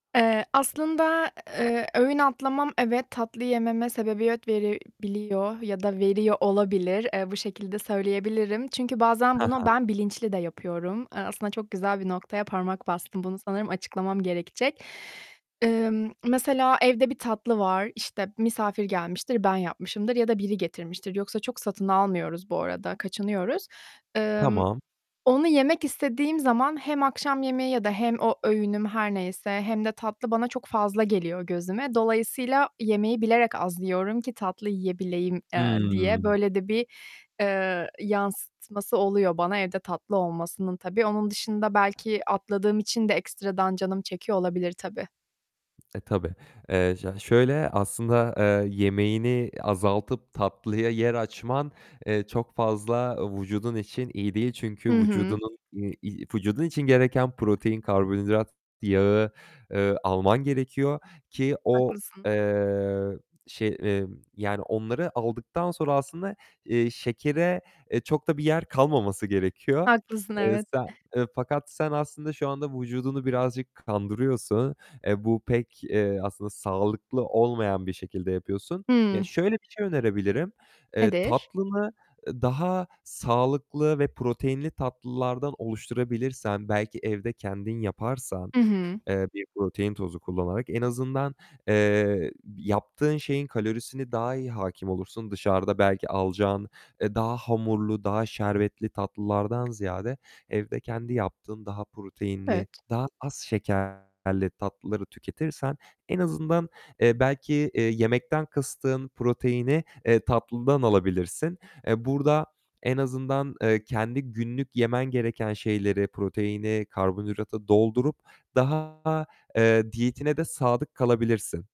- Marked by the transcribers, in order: other background noise; tapping; distorted speech
- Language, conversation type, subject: Turkish, advice, Sağlıklı bir yemek planı yapıyorum ama uygularken kararsız kalıyorum; bunu nasıl aşabilirim?